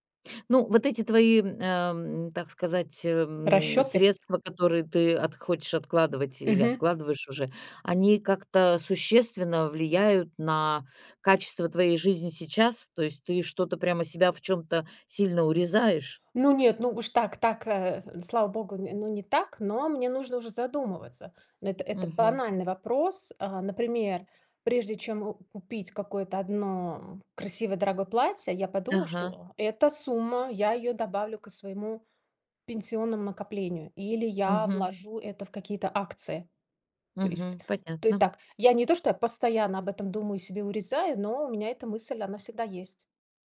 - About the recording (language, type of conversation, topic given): Russian, podcast, Стоит ли сейчас ограничивать себя ради более комфортной пенсии?
- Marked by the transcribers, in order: tapping